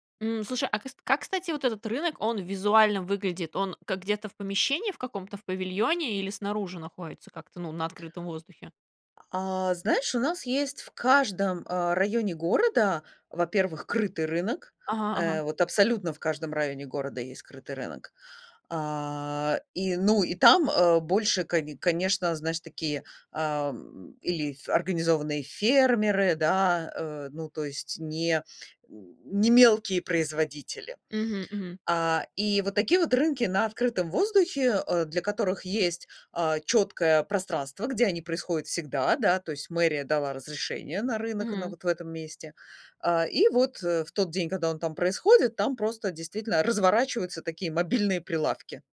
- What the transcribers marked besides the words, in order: other background noise
- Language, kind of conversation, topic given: Russian, podcast, Пользуетесь ли вы фермерскими рынками и что вы в них цените?